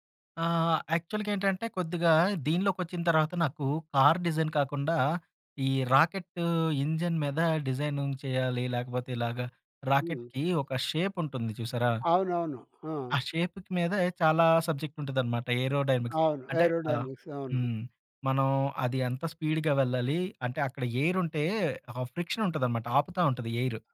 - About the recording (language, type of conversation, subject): Telugu, podcast, ఎంతో మంది ఒకేసారి ఒకటే చెప్పినా మీ మనసు వేరుగా అనిపిస్తే మీరు ఎలా స్పందిస్తారు?
- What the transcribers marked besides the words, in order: in English: "యాక్చువల్‌గేంటంటే"; in English: "డిజైన్"; in English: "ఇంజిన్"; in English: "డిజైనింగ్"; in English: "రాకెట్‌కి"; in English: "షేప్‌కి"; in English: "సబ్జెక్ట్"; in English: "ఏరోడైనమిక్స్"; in English: "ఏరోడైనమిక్స్"; in English: "స్పీడ్‌గా"; in English: "ఫ్రిక్షన్"